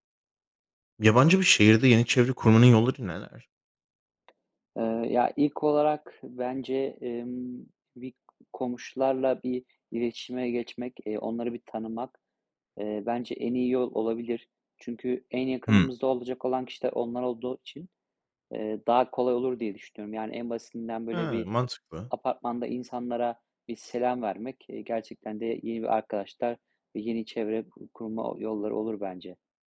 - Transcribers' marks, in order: tapping
- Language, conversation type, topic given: Turkish, podcast, Yabancı bir şehirde yeni bir çevre nasıl kurulur?
- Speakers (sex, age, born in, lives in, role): male, 25-29, Turkey, Spain, host; male, 35-39, Turkey, Spain, guest